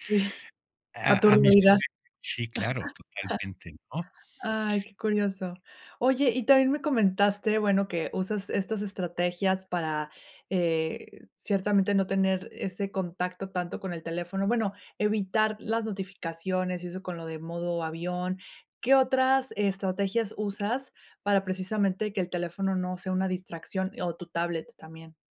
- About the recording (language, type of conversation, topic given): Spanish, podcast, ¿Cómo desconectas de las pantallas por la noche?
- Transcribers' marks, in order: laughing while speaking: "Sí"; other background noise; chuckle; unintelligible speech